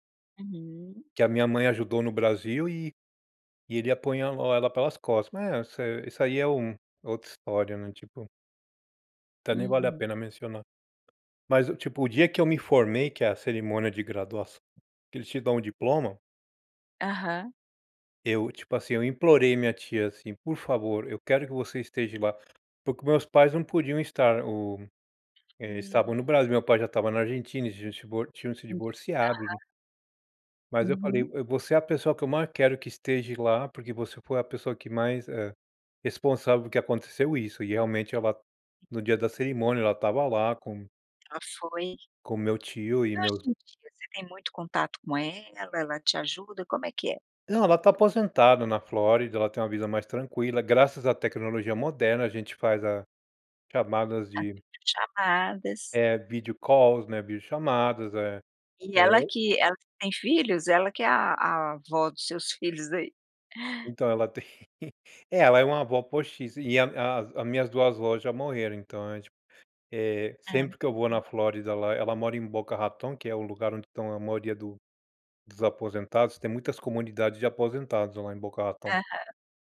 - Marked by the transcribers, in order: tapping; "esteja" said as "esteje"; other background noise; "esteja" said as "esteje"; in English: "video calls"; chuckle
- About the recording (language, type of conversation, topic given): Portuguese, podcast, Que conselhos você daria a quem está procurando um bom mentor?